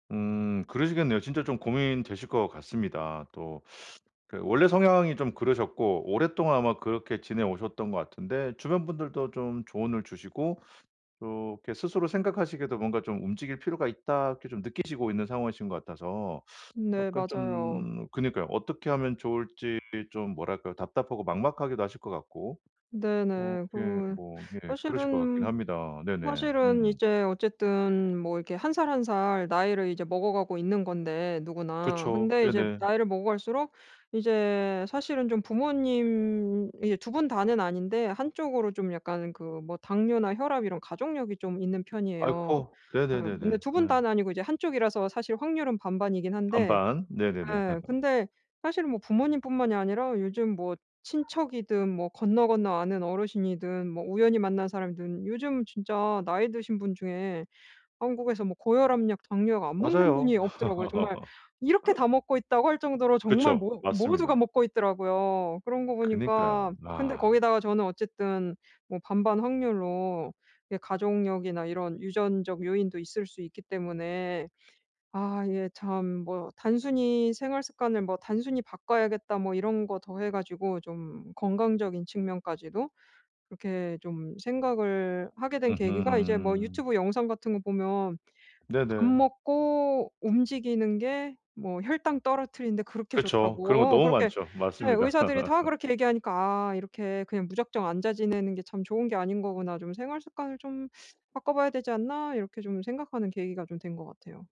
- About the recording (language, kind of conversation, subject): Korean, advice, 하루 종일 앉아 지내는 시간이 많을 때, 더 자주 움직이는 습관은 어떻게 시작하면 좋을까요?
- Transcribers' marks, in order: teeth sucking; teeth sucking; teeth sucking; laugh; other background noise; laugh; teeth sucking